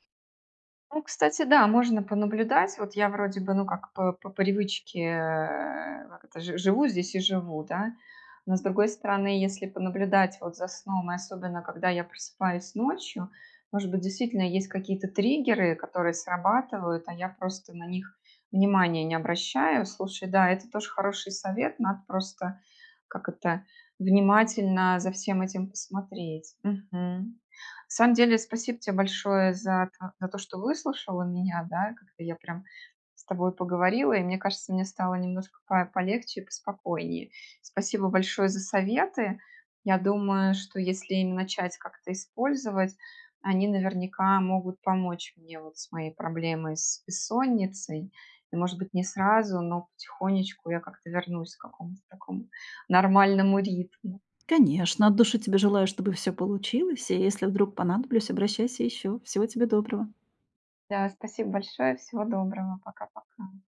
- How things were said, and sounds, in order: none
- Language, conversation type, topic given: Russian, advice, Как справиться с бессонницей из‑за вечернего стресса или тревоги?